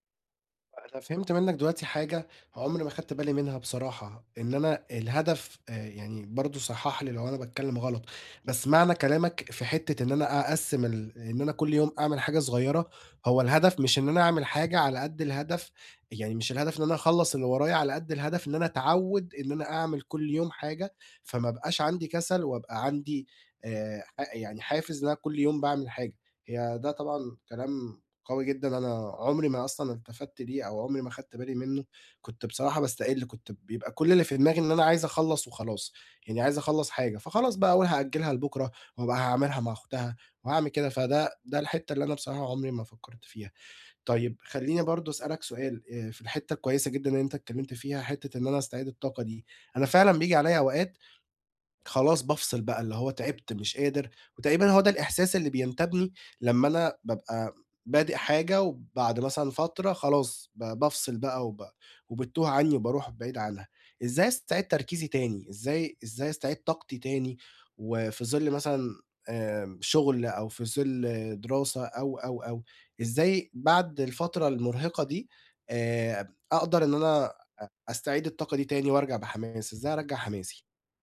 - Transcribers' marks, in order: horn
- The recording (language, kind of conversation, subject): Arabic, advice, إزاي أكمّل تقدّمي لما أحس إني واقف ومش بتقدّم؟